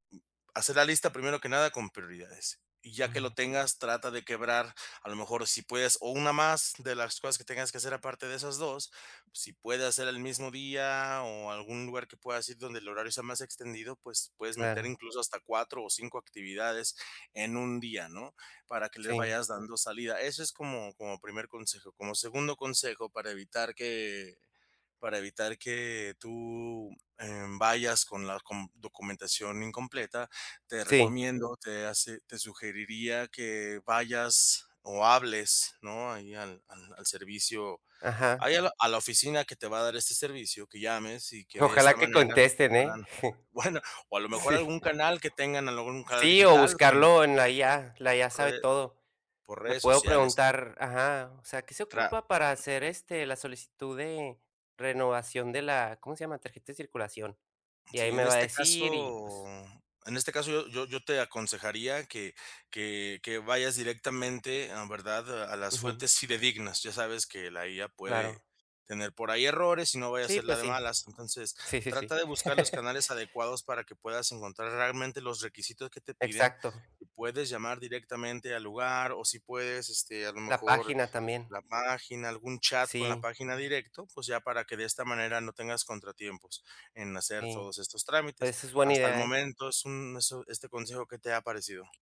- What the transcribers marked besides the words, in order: chuckle; other background noise; laughing while speaking: "Sí"; tapping; other noise; chuckle
- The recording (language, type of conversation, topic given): Spanish, advice, ¿Cómo puedo encontrar tiempo para mis pasatiempos si tengo una agenda ocupada?